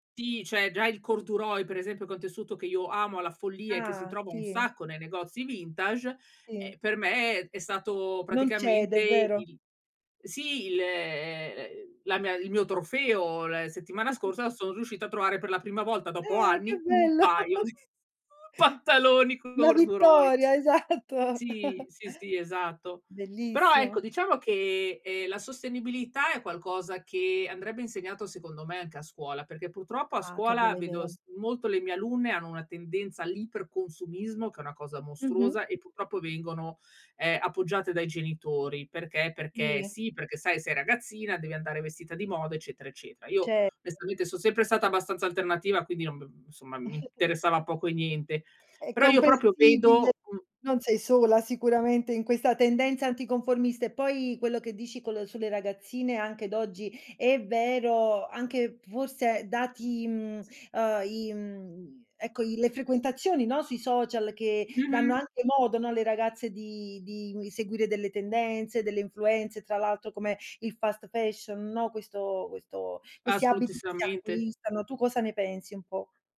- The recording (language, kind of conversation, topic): Italian, podcast, Che importanza dai alla sostenibilità nei tuoi acquisti?
- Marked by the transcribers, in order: drawn out: "ehm"; chuckle; chuckle; laughing while speaking: "pantaloni"; laughing while speaking: "esatto"; chuckle; chuckle; other background noise